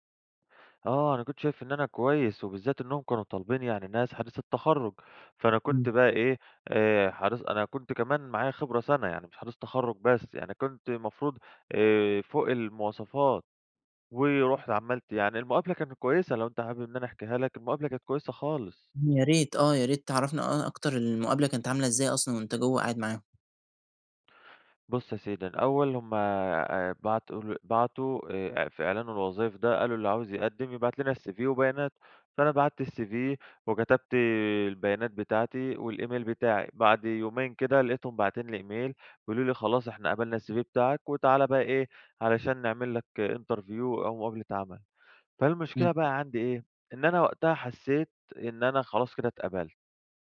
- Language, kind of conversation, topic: Arabic, advice, إزاي أتعامل مع فقدان الثقة في نفسي بعد ما شغلي اتنقد أو اترفض؟
- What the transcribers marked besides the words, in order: in English: "الCV"; in English: "الCV"; in English: "والإيميل"; in English: "إيميل"; in English: "الCV"; in English: "interview"